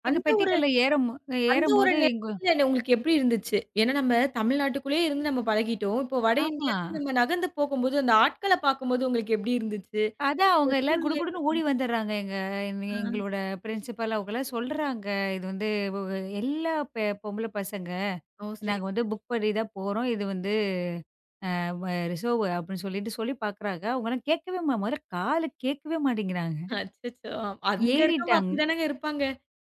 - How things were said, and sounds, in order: other background noise; in English: "ப்ரின்ஸிபல்"; in English: "ரிசெர்வ்"
- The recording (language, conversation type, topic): Tamil, podcast, ஒரு குழுவுடன் சென்ற பயணத்தில் உங்களுக்கு மிகவும் சுவாரஸ்யமாக இருந்த அனுபவம் என்ன?